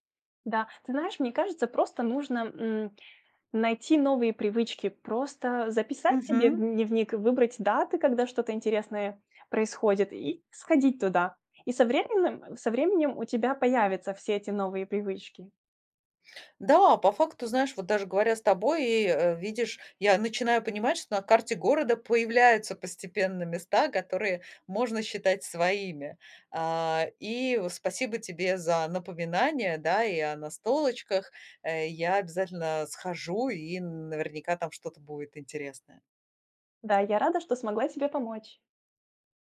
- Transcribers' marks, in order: none
- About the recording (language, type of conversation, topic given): Russian, advice, Что делать, если после переезда вы чувствуете потерю привычной среды?